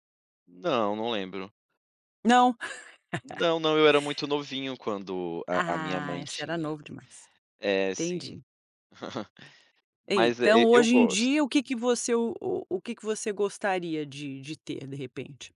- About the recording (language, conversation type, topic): Portuguese, podcast, De que tecnologia antiga você sente mais falta de usar?
- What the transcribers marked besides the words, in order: other background noise; tapping; laugh; chuckle